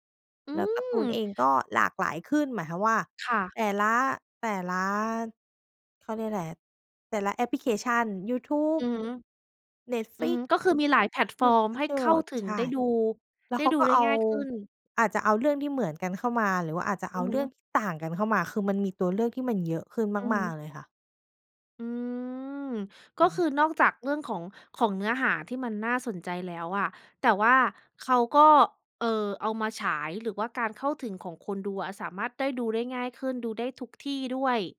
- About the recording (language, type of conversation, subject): Thai, podcast, ทำไมอนิเมะถึงได้รับความนิยมมากขึ้น?
- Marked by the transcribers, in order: tapping; unintelligible speech; other background noise